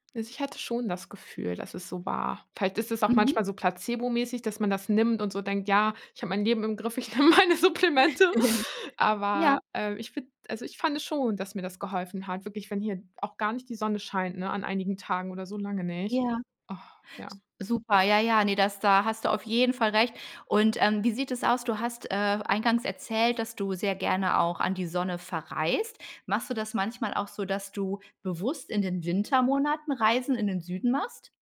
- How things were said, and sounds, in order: giggle; laughing while speaking: "nehme meine Supplemente"; other noise
- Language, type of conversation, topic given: German, podcast, Wie gehst du mit saisonalen Stimmungen um?